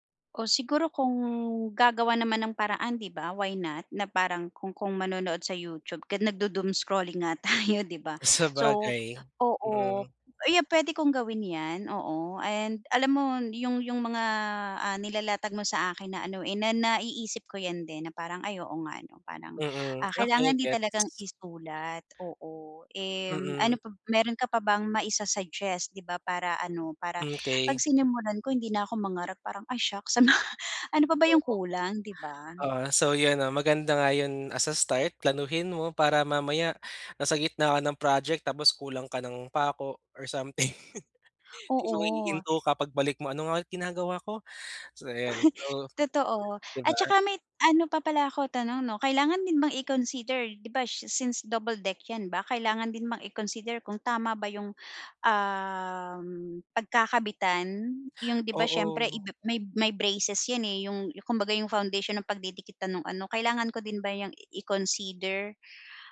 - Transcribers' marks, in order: in English: "doom scrolling"; laughing while speaking: "Sabagay"; laughing while speaking: "tayo"; other background noise; laughing while speaking: "sa mga"; chuckle; chuckle; tapping
- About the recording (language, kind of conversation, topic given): Filipino, advice, Paano ako makakahanap ng oras para sa proyektong kinahihiligan ko?